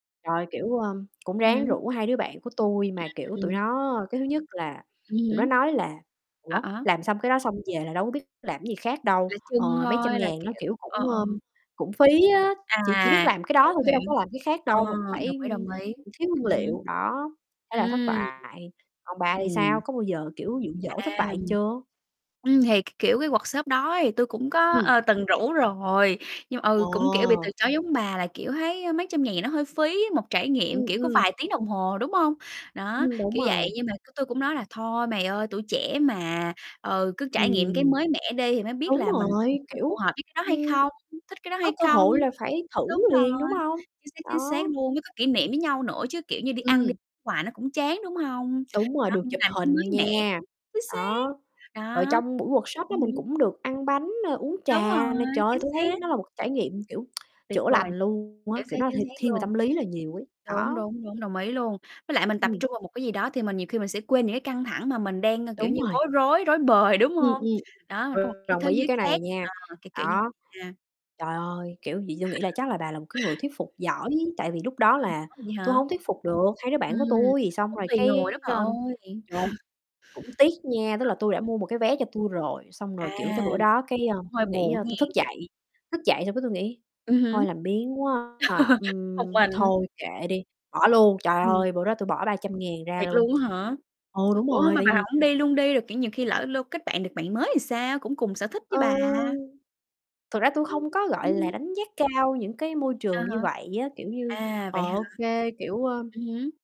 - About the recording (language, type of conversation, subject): Vietnamese, unstructured, Bạn nghĩ việc thuyết phục người khác cùng tham gia sở thích của mình có khó không?
- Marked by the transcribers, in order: static; tapping; distorted speech; other background noise; in English: "workshop"; in English: "workshop"; mechanical hum; tsk; laughing while speaking: "bời"; chuckle; chuckle; laugh